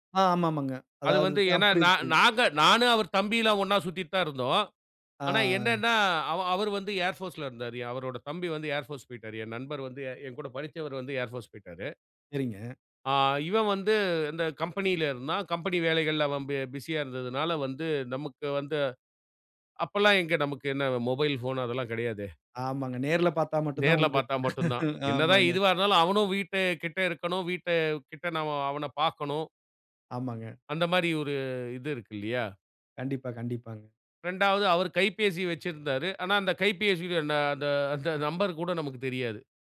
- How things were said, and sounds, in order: drawn out: "ஆ"; in English: "ஏர் போர்ஸ்ல"; in English: "ஏர் போர்ஸ்"; in English: "ஏர் போர்ஸ்"; other background noise; laugh
- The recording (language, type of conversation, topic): Tamil, podcast, வழிகாட்டியுடன் திறந்த உரையாடலை எப்படித் தொடங்குவது?